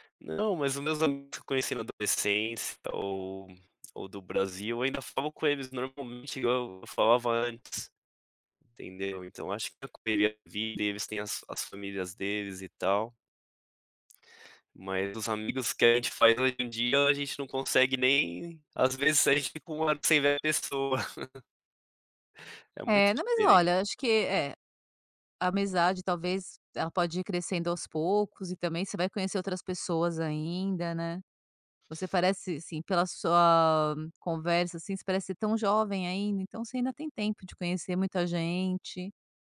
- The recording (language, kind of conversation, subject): Portuguese, podcast, Qual foi o momento que te ensinou a valorizar as pequenas coisas?
- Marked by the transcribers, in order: other background noise; laugh